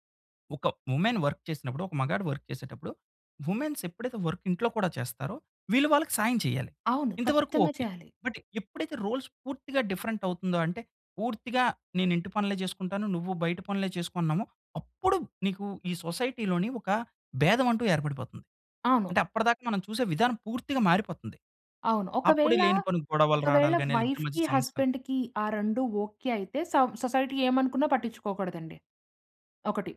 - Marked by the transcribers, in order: in English: "వుమెన్ వర్క్"; in English: "వర్క్"; in English: "వుమెన్స్"; in English: "వర్క్"; in English: "బట్"; in English: "రోల్స్"; in English: "డిఫరెంట్"; in English: "సొసైటీ‌లోని"; in English: "వైఫ్‌కి హస్బాండ్‌కి"; in English: "సొసైటీ"
- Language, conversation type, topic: Telugu, podcast, మీ ఇంట్లో ఇంటిపనులు ఎలా పంచుకుంటారు?